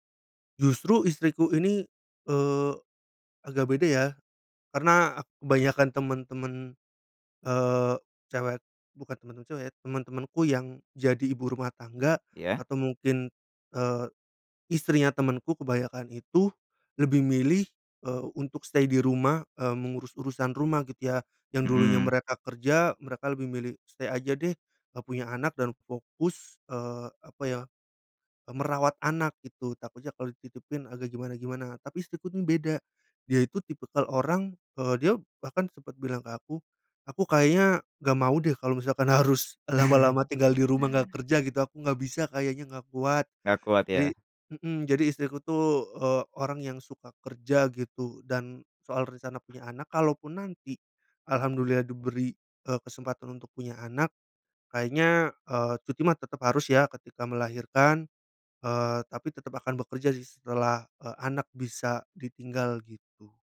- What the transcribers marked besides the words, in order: in English: "stay"; other background noise; in English: "stay"; chuckle
- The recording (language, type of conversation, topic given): Indonesian, podcast, Bagaimana cara menimbang pilihan antara karier dan keluarga?